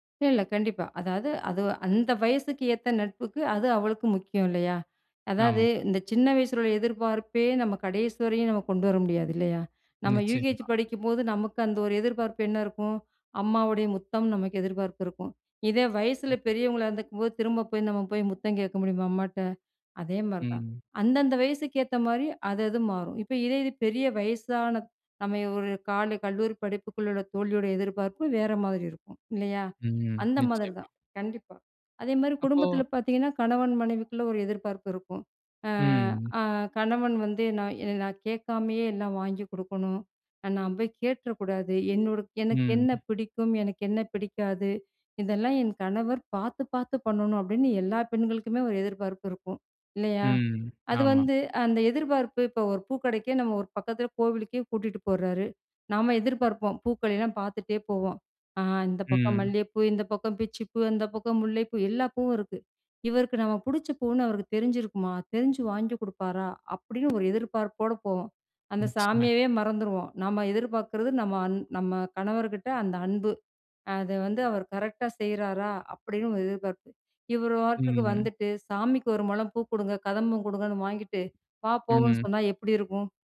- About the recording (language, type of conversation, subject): Tamil, podcast, குடும்பம் உங்கள் தொழில்வாழ்க்கை குறித்து வைத்திருக்கும் எதிர்பார்ப்புகளை நீங்கள் எப்படி சமாளிக்கிறீர்கள்?
- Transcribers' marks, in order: none